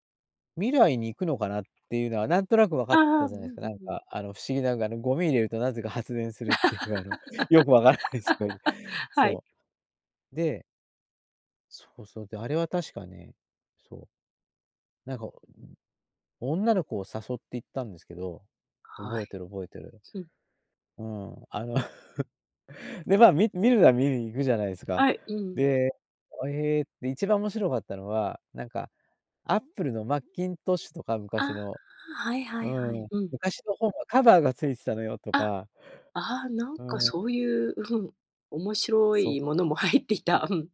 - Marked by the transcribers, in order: laugh; laughing while speaking: "っていう、あのよく分からないですね"; laugh; laughing while speaking: "入っていた"
- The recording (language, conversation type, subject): Japanese, podcast, 映画で一番好きな主人公は誰で、好きな理由は何ですか？